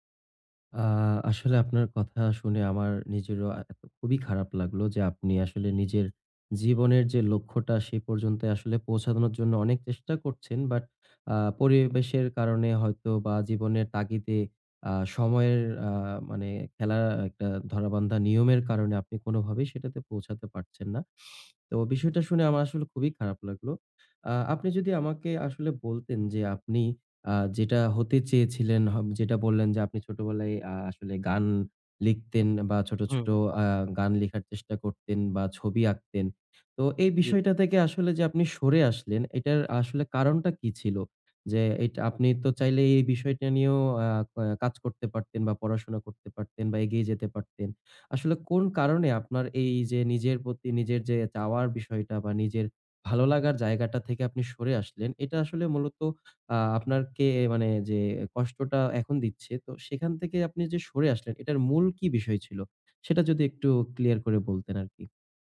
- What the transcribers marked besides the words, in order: other background noise; tapping
- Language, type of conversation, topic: Bengali, advice, জীবনের বাধ্যবাধকতা ও কাজের চাপের মধ্যে ব্যক্তিগত লক্ষ্যগুলোর সঙ্গে কীভাবে সামঞ্জস্য করবেন?
- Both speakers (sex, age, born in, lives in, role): male, 20-24, Bangladesh, Bangladesh, advisor; male, 30-34, Bangladesh, Bangladesh, user